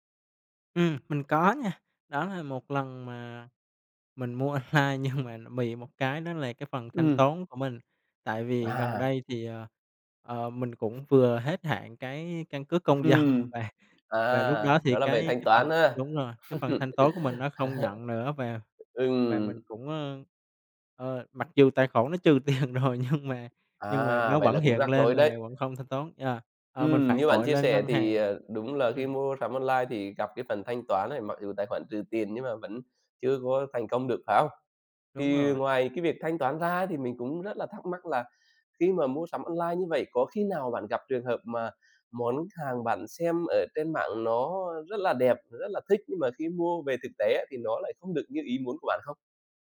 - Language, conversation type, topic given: Vietnamese, podcast, Trải nghiệm mua sắm trực tuyến gần đây của bạn như thế nào?
- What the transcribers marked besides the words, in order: tapping; laughing while speaking: "online nhưng"; laughing while speaking: "dân"; laugh; laughing while speaking: "trừ tiền rồi nhưng"; other background noise